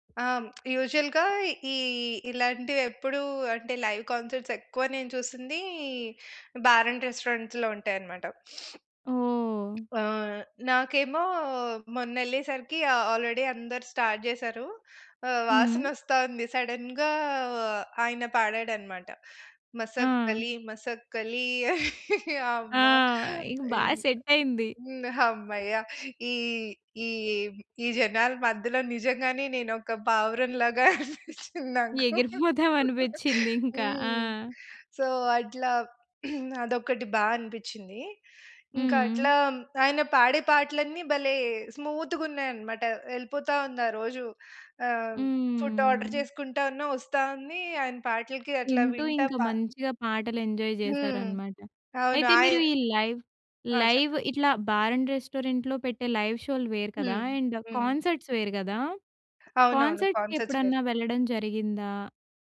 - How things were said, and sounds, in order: tapping; in English: "యూజువల్‌గా"; in English: "లైవ్ కాన్సర్ట్స్"; in English: "బార్ అండ్ రెస్టారెంట్స్‌లో"; sniff; in English: "ఆల్రెడీ"; in English: "స్టార్ట్"; in English: "సడెన్‌గా"; in English: "సెట్"; chuckle; laughing while speaking: "పావురం లాగా అనిపించింది నాకు"; laughing while speaking: "ఎగిరిపోదాం అనిపించింది ఇంకా ఆ!"; in English: "సో"; throat clearing; in English: "స్మూత్‌గా"; in English: "ఫుడ్ ఆర్డర్"; in English: "ఎంజాయ్"; in English: "లైవ్, లైవ్"; in English: "బార్ అండ్ రెస్టారెంట్‌లో"; in English: "అండ్ కాన్సర్ట్స్"; in English: "కాన్సర్ట్స్‌కి"; in English: "కాన్సర్ట్స్"
- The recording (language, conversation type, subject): Telugu, podcast, లైవ్‌గా మాత్రమే వినాలని మీరు ఎలాంటి పాటలను ఎంచుకుంటారు?